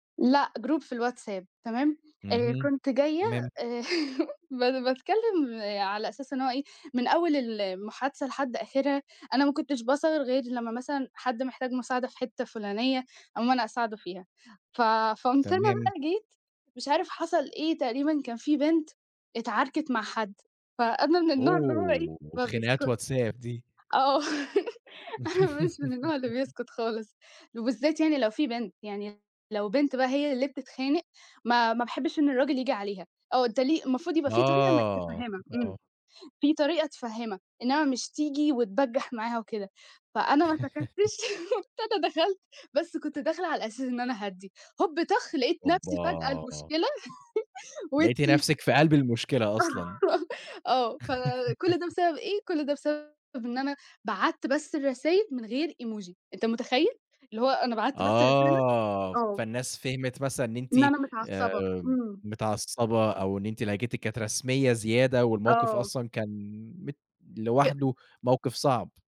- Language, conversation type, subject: Arabic, podcast, إزاي بتبدأ المحادثات عادةً؟
- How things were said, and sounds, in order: in English: "Group"; laugh; laugh; laugh; laugh; laughing while speaking: "ما سكتّش، قُمت"; tapping; laugh; laughing while speaking: "وأنتِ"; laugh; laugh; in English: "Emoji"; unintelligible speech